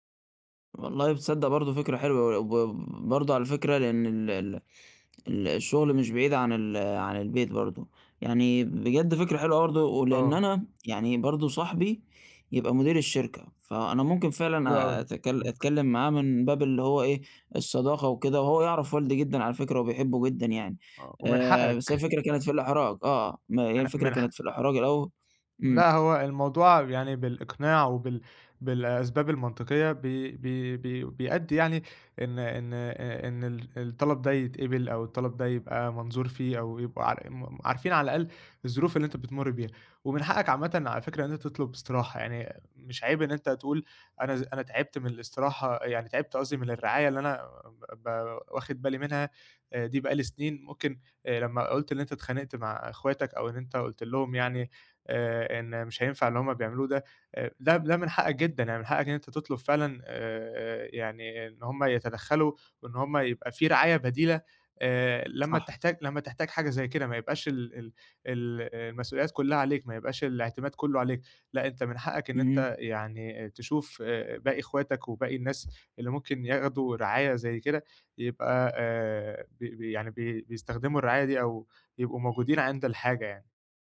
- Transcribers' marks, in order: none
- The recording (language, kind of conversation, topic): Arabic, advice, إزاي أوازن بين الشغل ومسؤوليات رعاية أحد والديّ؟